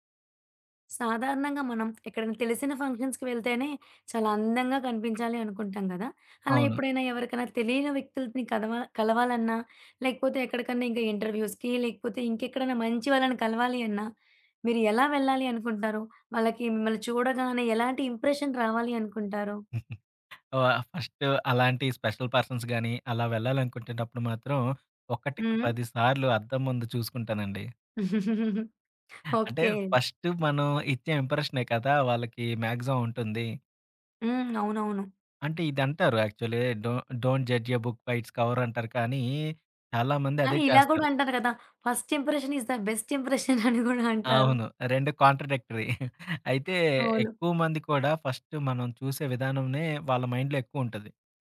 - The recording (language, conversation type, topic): Telugu, podcast, మొదటి చూపులో మీరు ఎలా కనిపించాలనుకుంటారు?
- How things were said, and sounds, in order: other background noise; in English: "ఫంక్షన్స్‌కి"; in English: "ఇంటర్‌వ్యుస్‌కి"; in English: "ఇంప్రెషన్"; giggle; tapping; in English: "స్పెషల్ పర్సన్స్"; chuckle; in English: "మాక్సిమం"; in English: "యాక్చువల్లి డొ డోంట్ జడ్జ్ ఎ బుక్ బై ఇట్స్ కవర్"; in English: "ఫస్ట్ ఇంప్రెషన్ ఇస్ థ బెస్ట్ ఇంప్రెషన్"; laughing while speaking: "అని కూడా అంటారు"; in English: "కాంట్రాడిక్టరీ"; giggle; in English: "మైండ్‌లో"